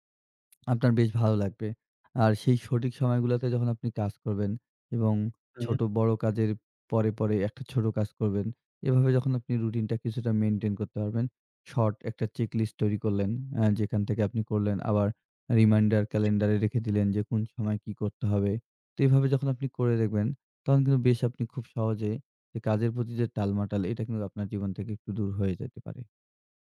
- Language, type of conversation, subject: Bengali, advice, আপনি কেন বারবার কাজ পিছিয়ে দেন?
- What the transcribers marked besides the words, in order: tapping; other background noise